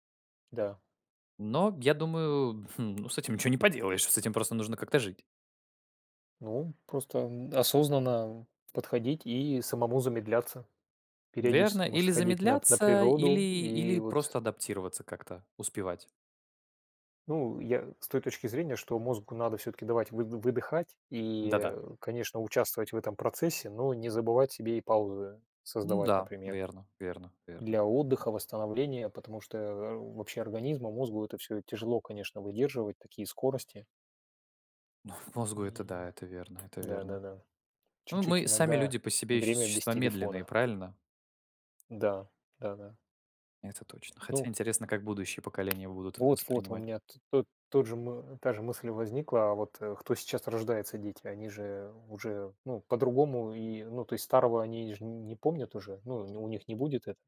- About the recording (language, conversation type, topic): Russian, unstructured, Почему так много школьников списывают?
- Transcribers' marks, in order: stressed: "ничего не поделаешь"; tapping